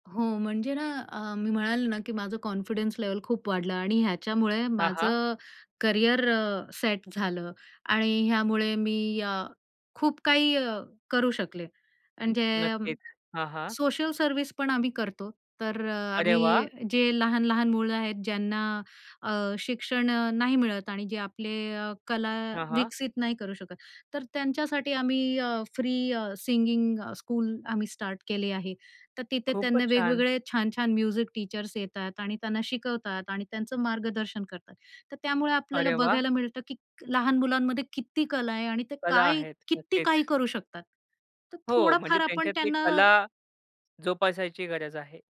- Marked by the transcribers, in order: in English: "कॉन्फिडन्स"; other noise; in English: "सिंगिंग स्कूल"; in English: "म्युझिक टीचर्स"
- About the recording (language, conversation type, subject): Marathi, podcast, तुमच्या कामामुळे तुमची ओळख कशी बदलली आहे?